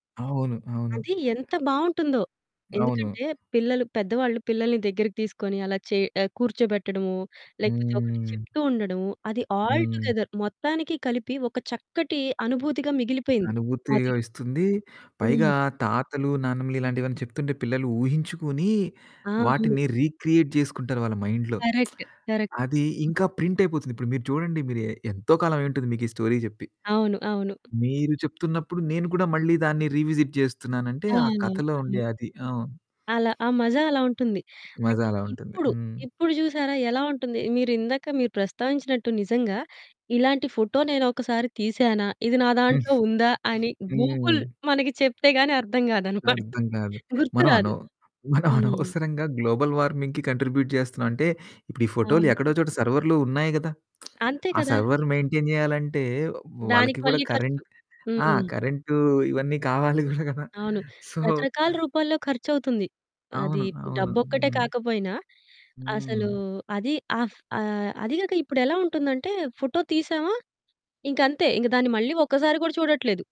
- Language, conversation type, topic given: Telugu, podcast, పాత ఫొటోలు చూస్తున్నప్పుడు మీ ఇంట్లో ఎలాంటి సంభాషణలు జరుగుతాయి?
- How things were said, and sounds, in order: in English: "ఆల్ టుగెదర్"; in English: "రీక్రియేట్"; other background noise; in English: "మైండ్‌లో"; lip smack; in English: "కరెక్ట్, కరెక్ట్"; in English: "స్టోరీ"; in English: "రీవిజిట్"; distorted speech; in English: "ఫోటో"; giggle; in English: "గూగుల్"; giggle; in English: "గ్లోబల్ వార్మింగ్‌కి కాంట్రిబ్యూట్"; in English: "సర్వర్‌లో"; lip smack; in English: "సర్వర్ మెయింటైన్"; in English: "కరెంట్"; in English: "సో"; in English: "ఫోటో"